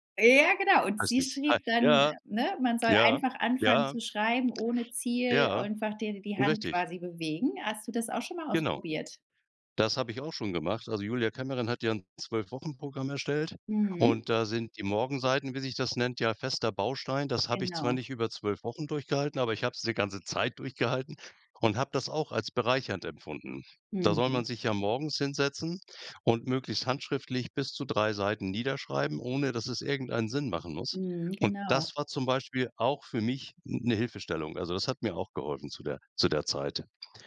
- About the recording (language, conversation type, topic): German, podcast, Wie gehst du mit einer Schreib- oder Kreativblockade um?
- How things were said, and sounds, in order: other background noise